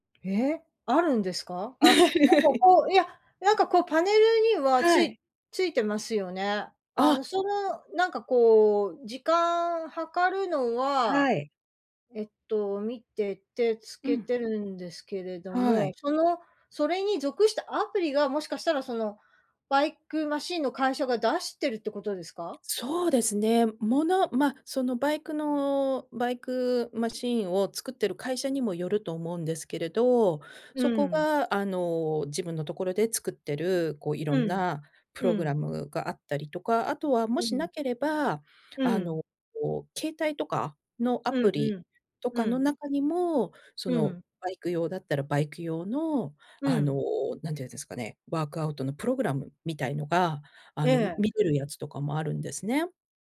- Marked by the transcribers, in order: tapping; laugh; other background noise
- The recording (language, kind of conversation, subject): Japanese, advice, 自宅でのワークアウトに集中できず続かないのですが、どうすれば続けられますか？